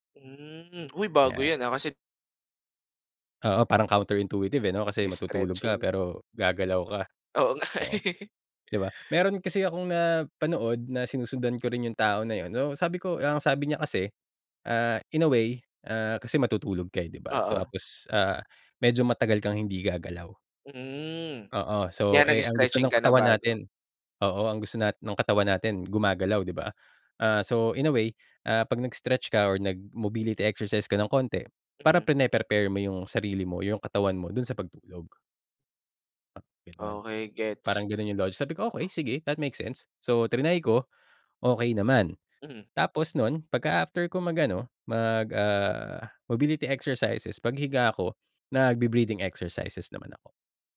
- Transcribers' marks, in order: in English: "counter intuitive"; laugh; tapping; in English: "nag-mobility exercise"; unintelligible speech; in English: "mobility exercises"
- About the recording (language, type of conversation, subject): Filipino, podcast, Ano ang papel ng pagtulog sa pamamahala ng stress mo?